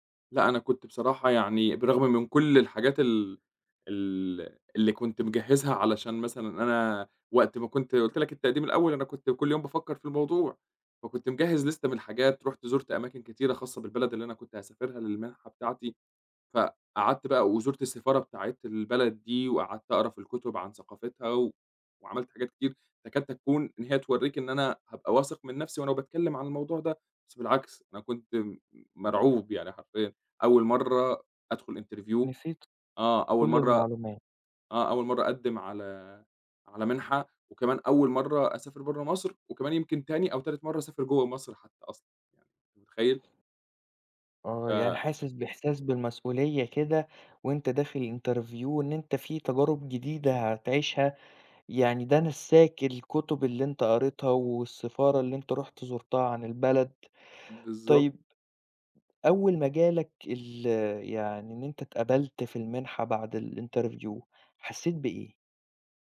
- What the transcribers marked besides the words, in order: in English: "interview"; other background noise; in English: "interview"; in English: "الinterview"
- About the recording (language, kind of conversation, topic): Arabic, podcast, قرار غيّر مسار حياتك